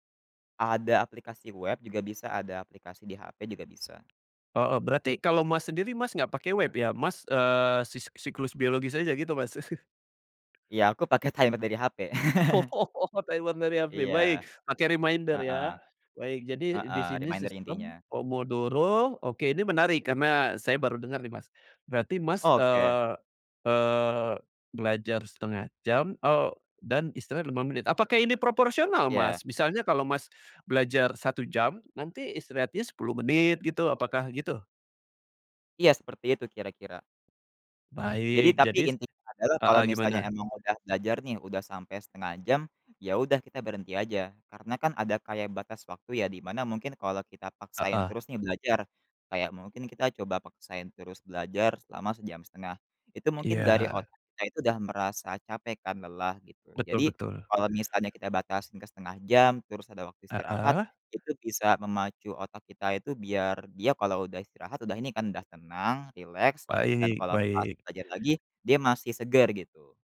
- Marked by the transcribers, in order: tapping; chuckle; other background noise; in English: "timer"; laughing while speaking: "Oh"; laugh; in English: "timer"; in English: "reminder"; in English: "Reminder"
- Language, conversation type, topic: Indonesian, podcast, Kebiasaan belajar apa yang membuat kamu terus berkembang?